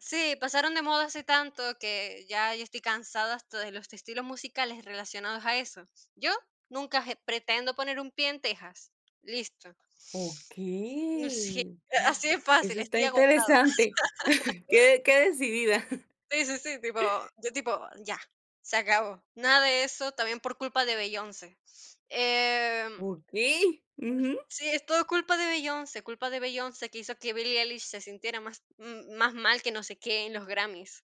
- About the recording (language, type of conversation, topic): Spanish, podcast, ¿Cómo sueles descubrir música que te gusta hoy en día?
- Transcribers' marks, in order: unintelligible speech; chuckle